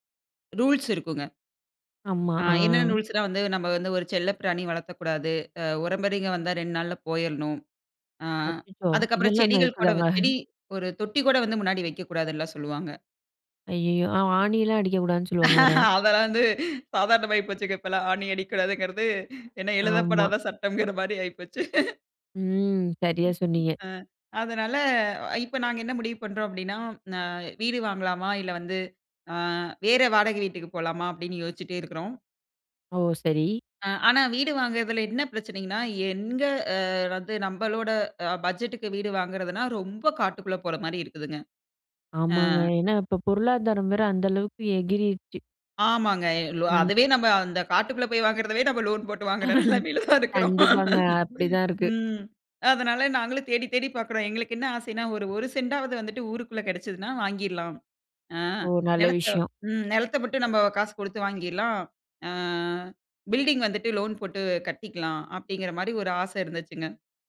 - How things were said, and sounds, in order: in English: "ரூல்ஸ்"; in English: "ரூல்ஸ்ன்னா"; "உறவுமுறைங்க" said as "உறம்யவங்க"; laughing while speaking: "அச்சச்சோ! இதெல்லாம் இன்னும் இருக்குதாங்க?"; other background noise; laughing while speaking: "அதெல்லாம் வந்து, சாதாரணமாயி போச்சுங்க இப்பல்லாம். ஆணி அடிக்கக்கூடாதுங்கிறது, ஏன்னா எழுதப்படாத சட்டம்ங்கிற மாரி ஆயிப்போச்சு"; laughing while speaking: "நம்ம லோன் போட்டு வாங்குற நிலைமையில தான் இருக்கிறோம்"; laugh
- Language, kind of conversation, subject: Tamil, podcast, வீடு வாங்கலாமா அல்லது வாடகை வீட்டிலேயே தொடரலாமா என்று முடிவெடுப்பது எப்படி?